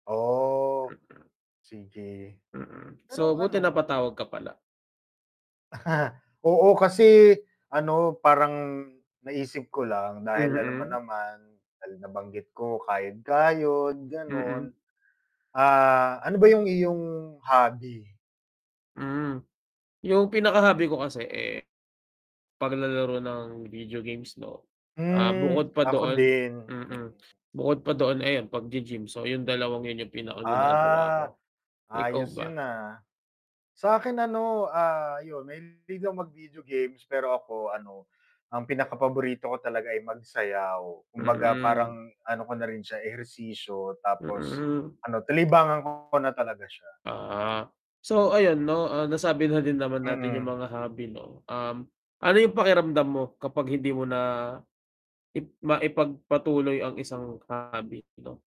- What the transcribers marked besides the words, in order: static; chuckle; tapping; distorted speech
- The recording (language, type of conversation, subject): Filipino, unstructured, Ano ang pakiramdam mo kapag hindi mo na maipagpatuloy ang isang libangan?